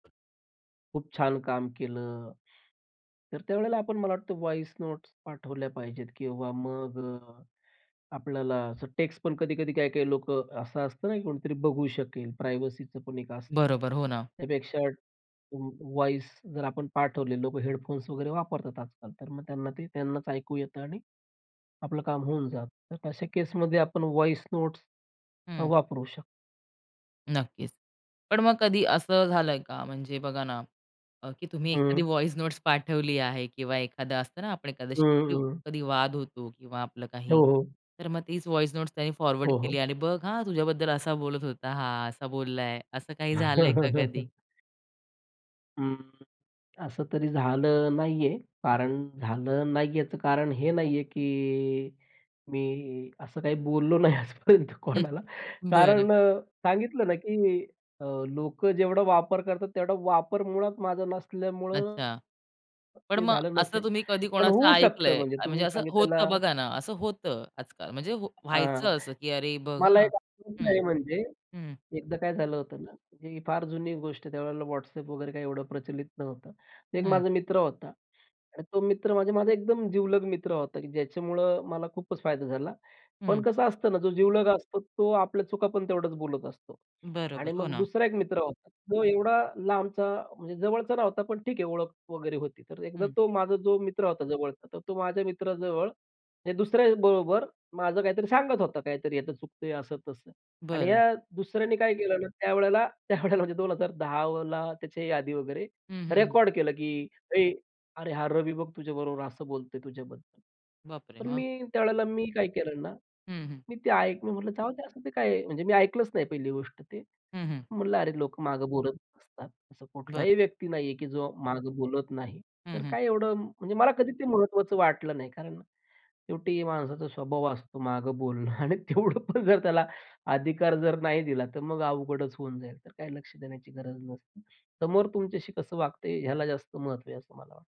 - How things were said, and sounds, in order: other background noise; in English: "व्हॉईस नोट्स"; tapping; in English: "प्रायव्हसीच"; in English: "वॉईस"; in English: "व्हॉईस नोट्स"; in English: "व्हॉईस नोट्स"; laughing while speaking: "व्हॉईस नोट्स"; unintelligible speech; in English: "व्हॉईस नोट्स"; in English: "फॉरवर्ड"; chuckle; laughing while speaking: "बोललो नाही आजपर्यंत कोणाला"; laughing while speaking: "त्यावेळेला म्हणजे"; laughing while speaking: "बोलणं आणि तेवढं पण जर त्याला"
- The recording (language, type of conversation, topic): Marathi, podcast, कुठल्या परिस्थितीत ध्वनी संदेश पाठवायचा आणि कुठल्या परिस्थितीत लेखी संदेश पाठवायचा, हे तुम्ही कसे ठरवता?